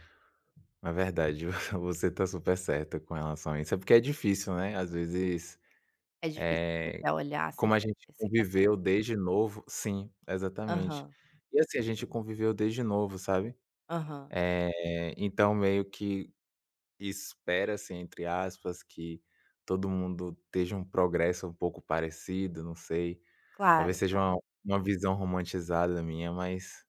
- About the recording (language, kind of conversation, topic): Portuguese, advice, Como você se sente ao se comparar constantemente com colegas nas redes sociais?
- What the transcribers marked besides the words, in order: chuckle; tapping